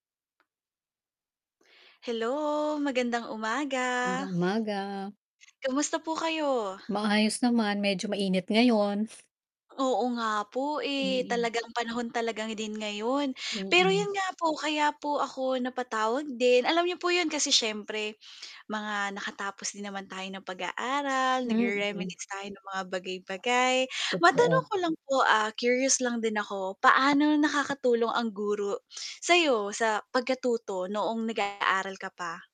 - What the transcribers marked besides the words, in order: tapping; static; other background noise; mechanical hum; distorted speech
- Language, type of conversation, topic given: Filipino, unstructured, Paano nakakatulong ang guro sa iyong pagkatuto?